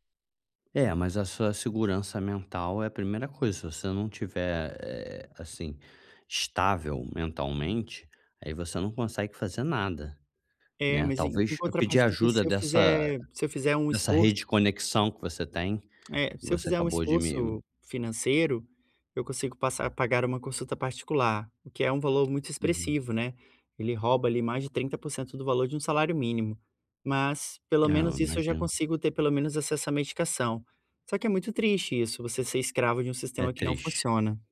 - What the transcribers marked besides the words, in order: tapping; other background noise
- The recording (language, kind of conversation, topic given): Portuguese, advice, Como posso acessar os serviços públicos e de saúde neste país?